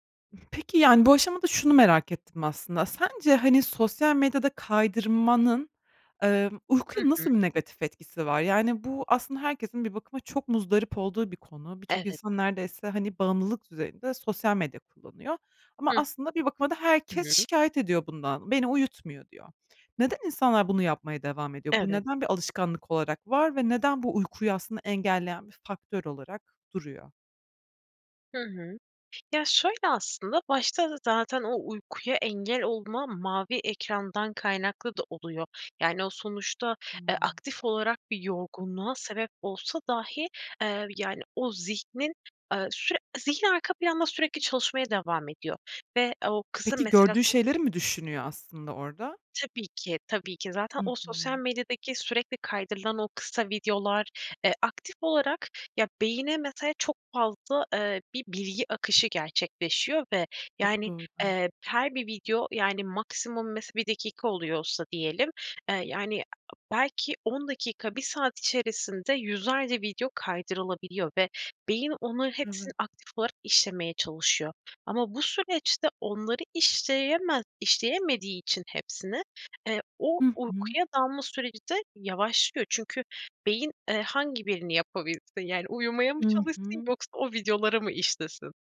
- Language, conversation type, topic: Turkish, podcast, Uyku düzenini iyileştirmek için neler yapıyorsunuz, tavsiye verebilir misiniz?
- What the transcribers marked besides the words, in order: other background noise; tapping; other noise